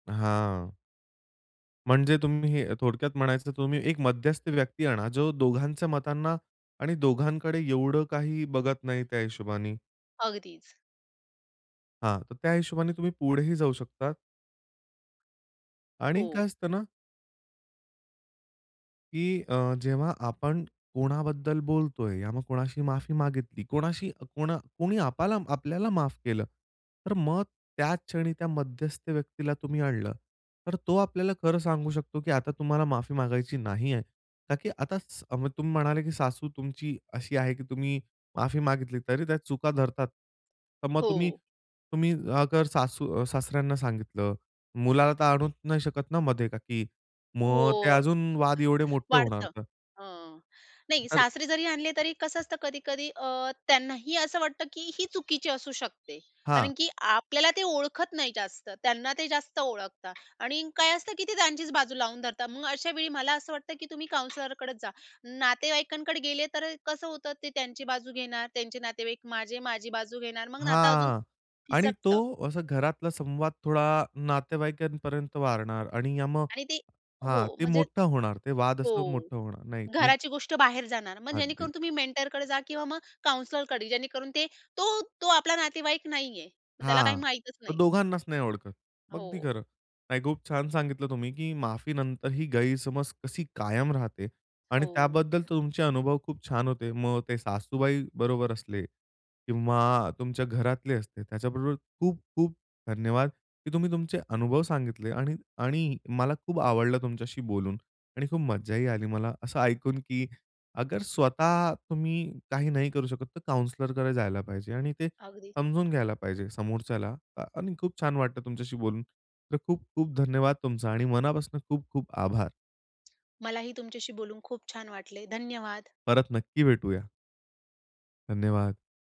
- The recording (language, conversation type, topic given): Marathi, podcast, माफीनंतरही काही गैरसमज कायम राहतात का?
- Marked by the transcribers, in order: drawn out: "हां"; in Hindi: "अगर"; other background noise; in English: "काउंसलरकडंच"; "वाढणार" said as "वारणार"; in English: "मेंटरकडे"; in English: "काउंसलरकडे"; in Hindi: "अगर"; in English: "काउंसलरकडे"